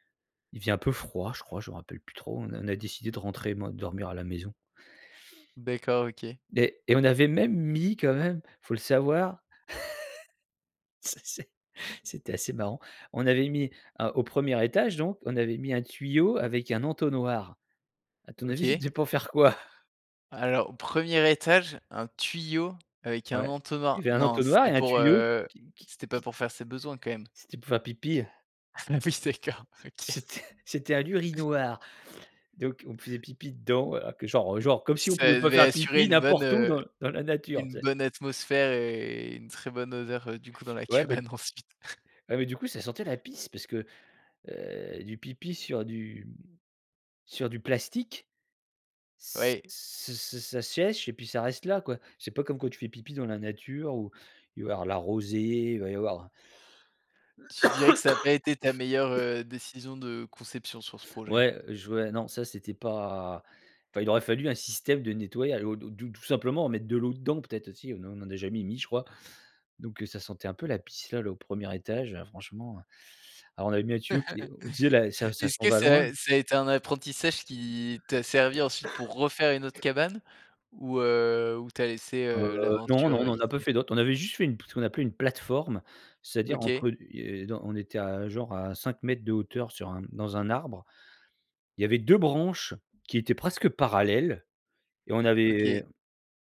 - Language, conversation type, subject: French, podcast, Comment construisais-tu des cabanes quand tu étais petit ?
- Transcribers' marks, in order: laugh; laughing while speaking: "Ah oui, d'accord, OK"; laughing while speaking: "C'était"; chuckle; laughing while speaking: "dans la cabane ensuite"; chuckle; "sèche" said as "chèche"; cough; tapping; laugh; cough